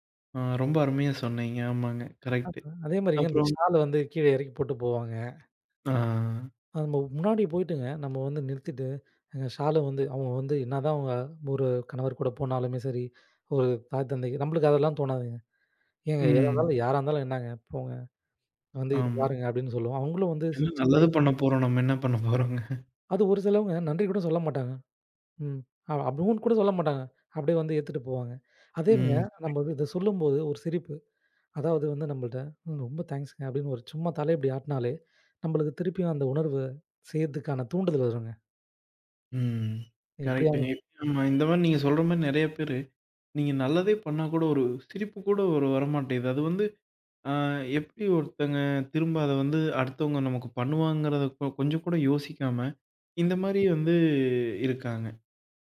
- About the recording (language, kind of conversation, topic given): Tamil, podcast, நாள்தோறும் நன்றியுணர்வு பழக்கத்தை நீங்கள் எப்படி உருவாக்கினீர்கள்?
- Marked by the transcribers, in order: drawn out: "ஆ"; laughing while speaking: "பண்ணப்போறோம்ங்க?"; in English: "தேங்ஸ்ங்க"; other noise